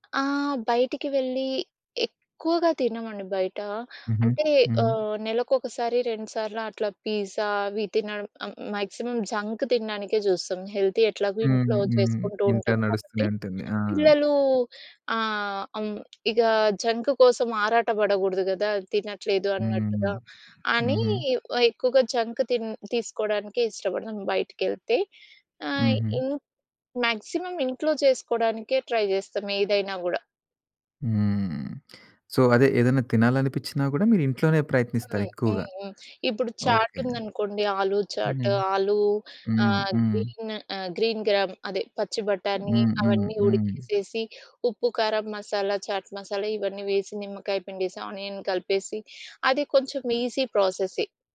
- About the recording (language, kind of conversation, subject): Telugu, podcast, మీ ఇంటి ప్రత్యేక వంటకం ఏది?
- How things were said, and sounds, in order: in English: "పిజ్జా"; in English: "మాక్సిమం జంక్"; in English: "హెల్తీ"; other background noise; in English: "జంక్"; in English: "జంక్"; in English: "మాక్సిమం"; in English: "ట్రై"; in English: "సో"; tapping; in English: "గ్రీన్"; in English: "గ్రీన్ గ్రామ్"; in English: "ఆనియన్"; in English: "ఈజీ"